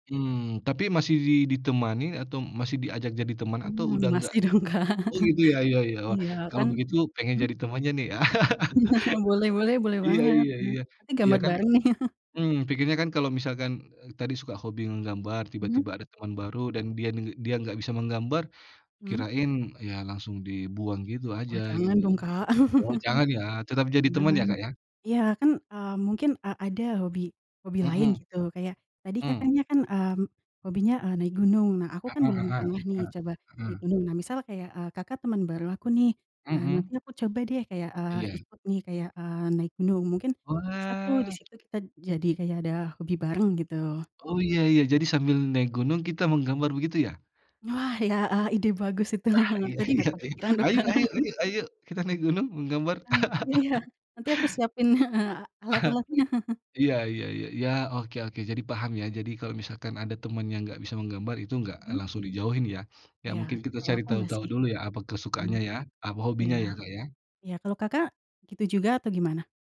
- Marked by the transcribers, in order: laughing while speaking: "masih dong, Kak"; chuckle; chuckle; laugh; chuckle; other background noise; chuckle; chuckle; laughing while speaking: "Ah, iya iya iya"; chuckle; laugh; laughing while speaking: "heeh"; chuckle
- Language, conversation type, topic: Indonesian, unstructured, Apa hobi yang paling sering kamu lakukan bersama teman?